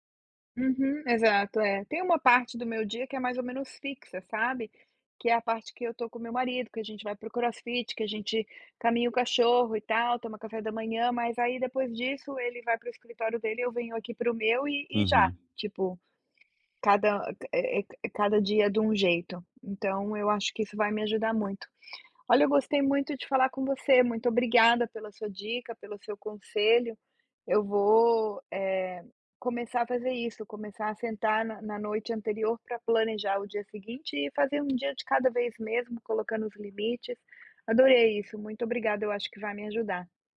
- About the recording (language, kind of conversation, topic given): Portuguese, advice, Como posso organizar blocos de foco para evitar sobrecarga mental ao planejar o meu dia?
- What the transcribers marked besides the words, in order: none